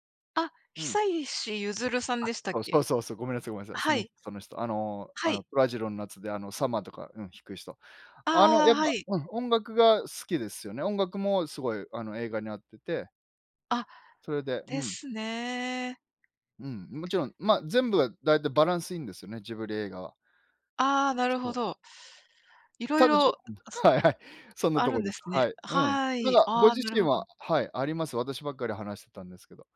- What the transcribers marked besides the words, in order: "久石じょう" said as "久石ゆずる"; "菊次郎の夏" said as "虎次郎の夏"; tapping; laughing while speaking: "はい はい"
- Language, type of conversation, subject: Japanese, unstructured, 好きな映画のジャンルは何ですか？